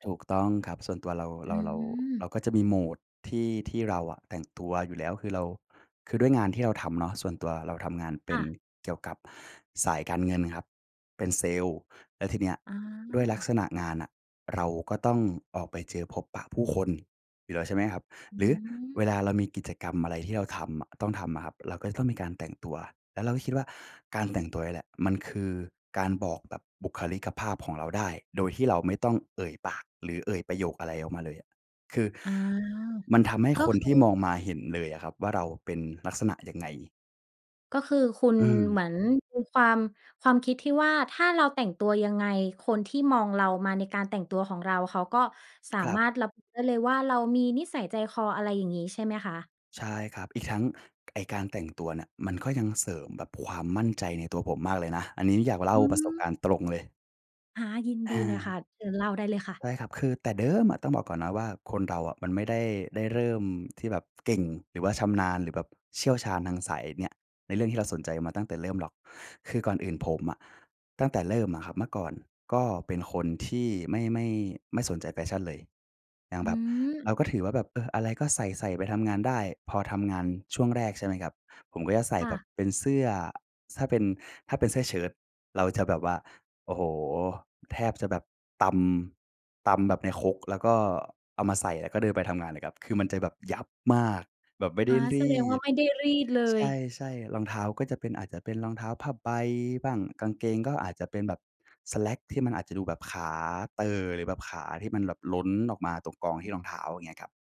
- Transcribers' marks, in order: other background noise; stressed: "เดิม"
- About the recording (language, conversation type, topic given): Thai, podcast, การแต่งตัวส่งผลต่อความมั่นใจของคุณมากแค่ไหน?